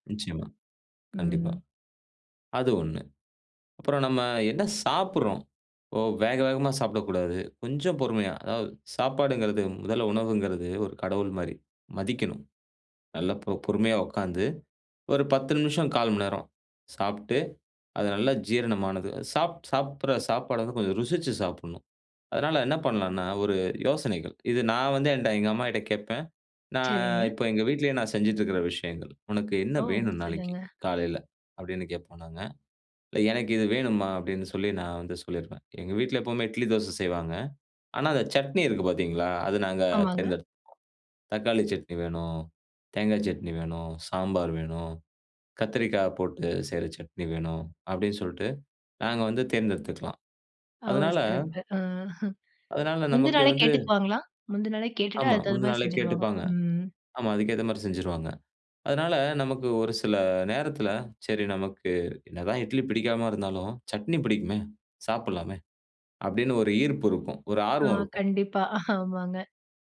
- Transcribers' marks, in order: laughing while speaking: "ஆஹ!"; laughing while speaking: "ஆமாங்க"
- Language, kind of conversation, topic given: Tamil, podcast, உங்கள் காலை உணவு பழக்கம் எப்படி இருக்கிறது?